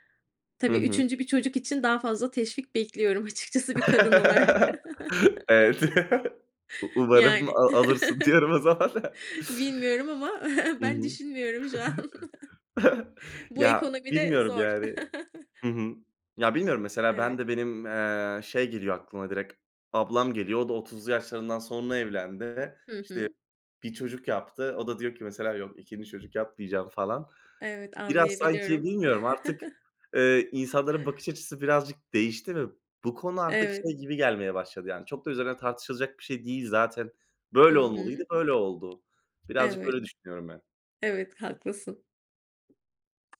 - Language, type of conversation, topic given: Turkish, unstructured, Tarih boyunca kadınların rolü nasıl değişti?
- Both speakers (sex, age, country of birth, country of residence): female, 35-39, Turkey, United States; male, 20-24, Turkey, Hungary
- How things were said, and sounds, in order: other background noise; chuckle; laughing while speaking: "Evet"; chuckle; chuckle; tapping; chuckle